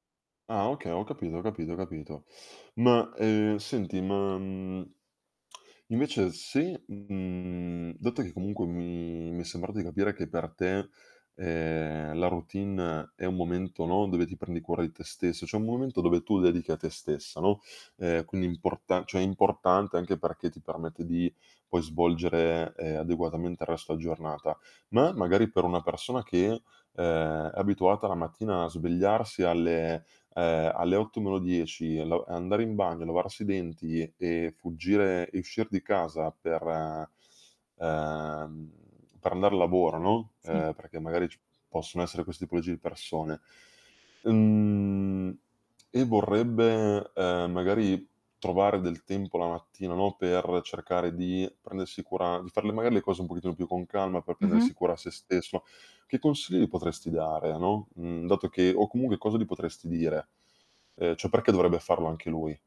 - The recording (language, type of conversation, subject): Italian, podcast, Qual è la tua routine mattutina, passo dopo passo?
- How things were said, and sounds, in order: static; tongue click; other background noise; "cioè" said as "ceh"; tapping; "cioè" said as "ceh"; drawn out: "uhm"; distorted speech; "cioè" said as "ceh"